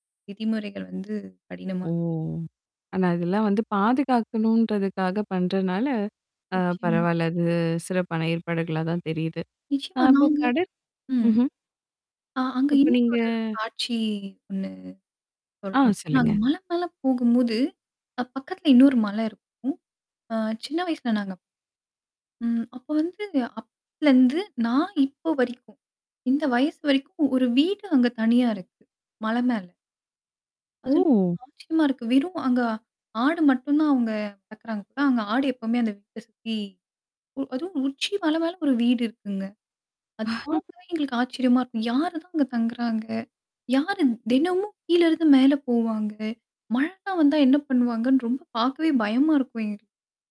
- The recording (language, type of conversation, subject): Tamil, podcast, குழந்தைப் பருவத்தில் இயற்கையுடன் உங்கள் தொடர்பு எப்படி இருந்தது?
- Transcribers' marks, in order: static; drawn out: "ஓ!"; other noise; mechanical hum; distorted speech; unintelligible speech; laugh